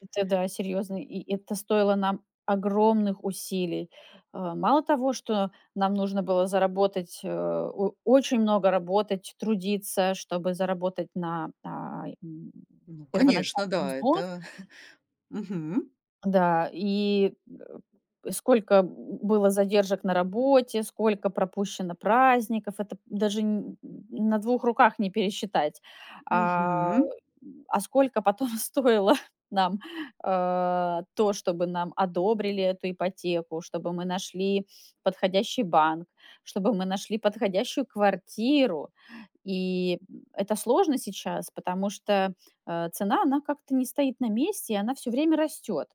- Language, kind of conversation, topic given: Russian, advice, Как вы справляетесь с постоянной критикой со стороны родителей?
- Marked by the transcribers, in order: chuckle; tapping; laughing while speaking: "стоило"; stressed: "квартиру"